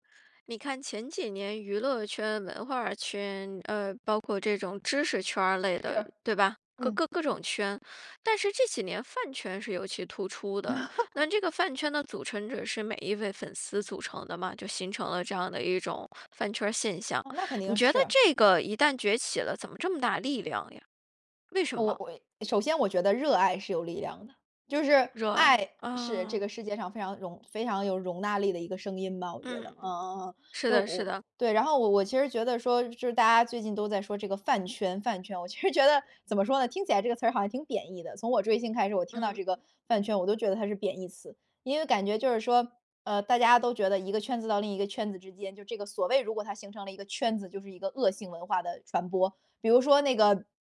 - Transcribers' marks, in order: laugh
- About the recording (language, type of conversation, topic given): Chinese, podcast, 粉丝文化为什么这么有力量？